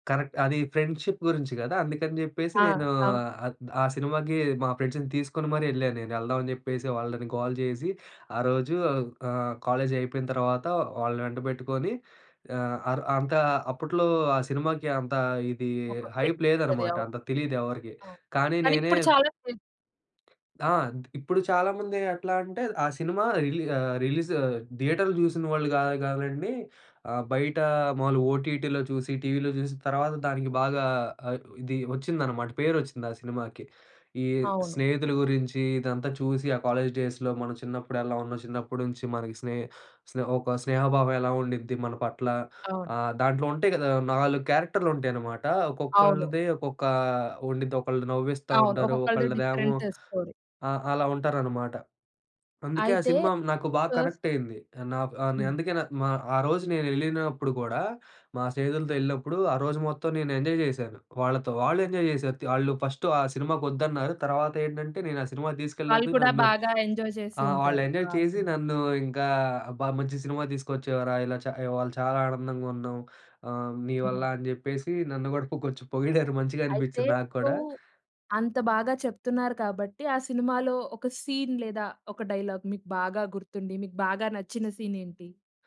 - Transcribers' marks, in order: in English: "కరెక్ట్"; in English: "ఫ్రెండ్‌షిప్"; in English: "ఫ్రెండ్స్‌ని"; in English: "ట్రిక్"; in English: "హైప్"; tapping; unintelligible speech; other background noise; in English: "రిలీజ్ థియేటర్"; in English: "ఓటీటీలో"; in English: "టీవీలో"; in English: "కాలేజ్ డేస్‌లో"; in English: "డిఫరెంట్ స్టోరీ"; in English: "కనెక్ట్"; in English: "ఎంజాయ్"; in English: "ఎంజాయ్"; in English: "ఎంజాయ్"; unintelligible speech; in English: "సీన్"; in English: "డైలాగ్"; in English: "సీన్"
- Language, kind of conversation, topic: Telugu, podcast, మీకు ఇష్టమైన సినిమా గురించి ఒక ప్రత్యేక అనుభవం ఏమిటి?